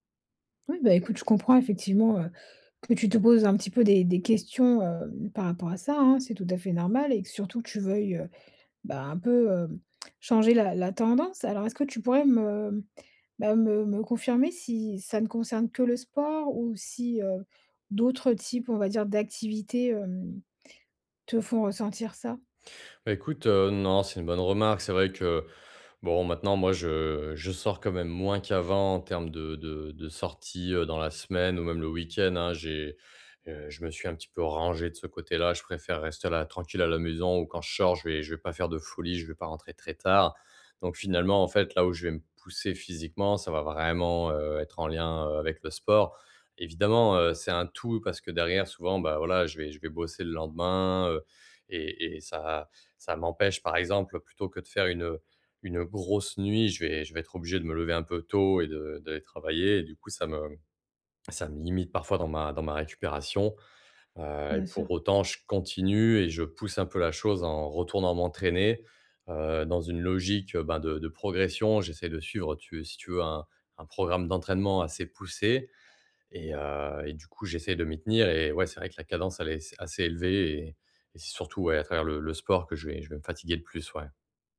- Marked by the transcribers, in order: stressed: "vraiment"; stressed: "grosse"
- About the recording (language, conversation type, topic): French, advice, Pourquoi est-ce que je me sens épuisé(e) après les fêtes et les sorties ?